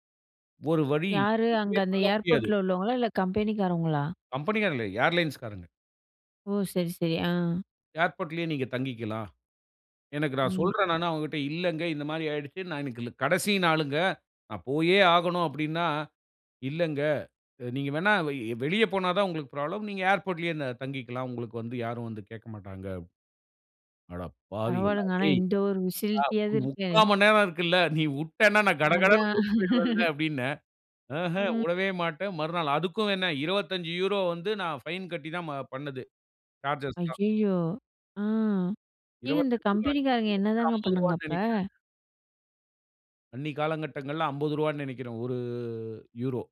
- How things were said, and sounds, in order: in English: "ஏர்லைன்ஸ்காரங்க"; unintelligible speech; in English: "ஃபெசிலிட்டியாவது"; "விட்டனா" said as "வுட்டனா"; chuckle; "உடவே" said as "வுடவே"; in English: "சார்ஜ்ஜஸ்ல்லாம்"; surprised: "ஐயயோ!"; "நினைக்கிறேங்க" said as "நெனைக்கிறேங்க"
- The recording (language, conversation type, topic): Tamil, podcast, தொடர்ந்து விமானம் தவறிய அனுபவத்தைப் பற்றி சொல்ல முடியுமா?